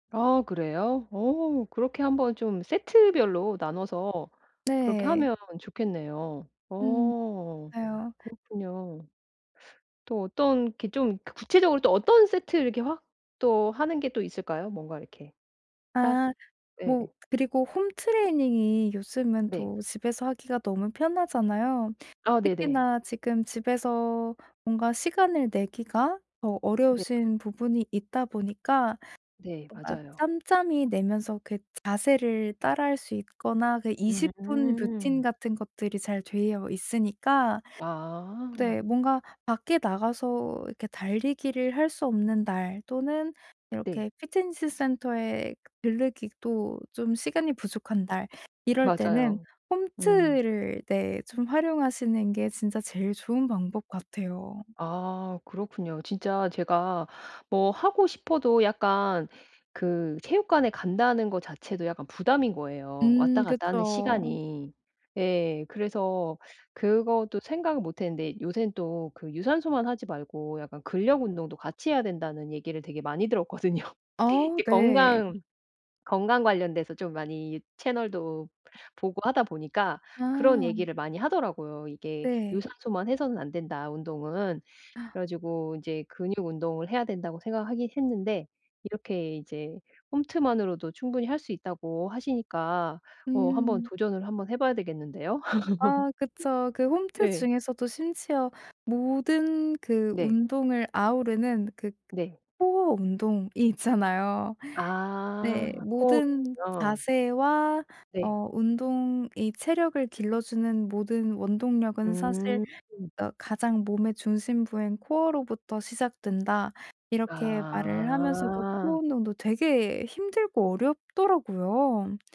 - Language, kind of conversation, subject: Korean, advice, 일상 활동과 운동을 어떻게 균형 있게 병행할 수 있을까요?
- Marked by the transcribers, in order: other background noise; laughing while speaking: "들었거든요"; gasp; laugh; laughing while speaking: "있잖아요"; drawn out: "아"